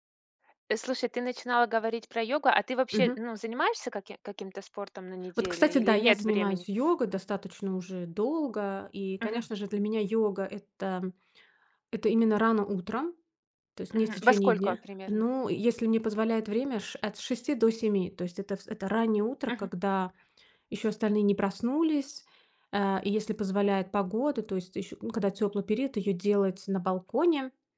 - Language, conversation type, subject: Russian, podcast, Что помогает тебе расслабиться после тяжёлого дня?
- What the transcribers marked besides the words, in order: tapping